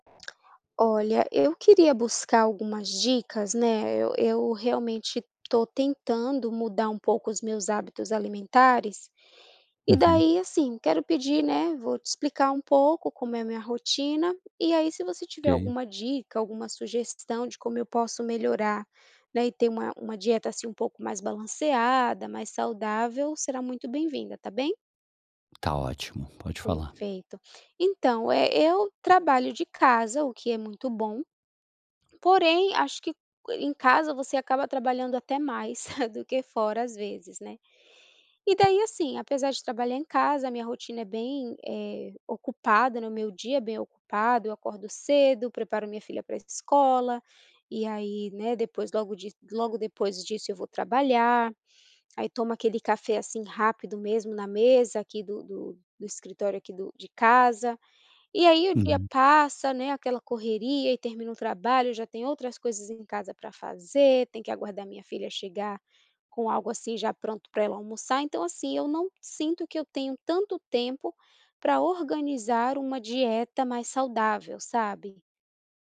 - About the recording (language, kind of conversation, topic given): Portuguese, advice, Por que me falta tempo para fazer refeições regulares e saudáveis?
- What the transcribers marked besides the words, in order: none